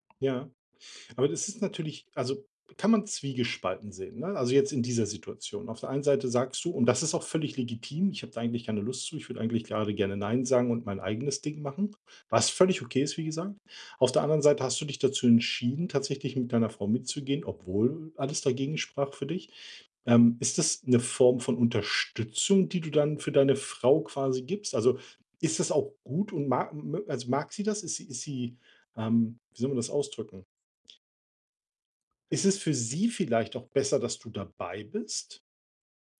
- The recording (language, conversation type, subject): German, advice, Wie kann ich innere Motivation finden, statt mich nur von äußeren Anreizen leiten zu lassen?
- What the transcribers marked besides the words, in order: stressed: "obwohl"; other background noise